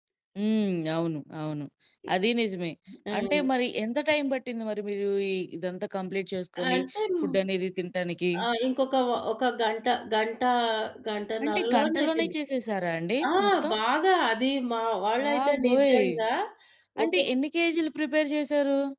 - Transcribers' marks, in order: other background noise; in English: "కంప్లీట్"; in English: "ఫుడ్"; in English: "ప్రిపేర్"
- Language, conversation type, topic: Telugu, podcast, పెద్ద గుంపు కోసం వంటను మీరు ఎలా ప్లాన్ చేస్తారు?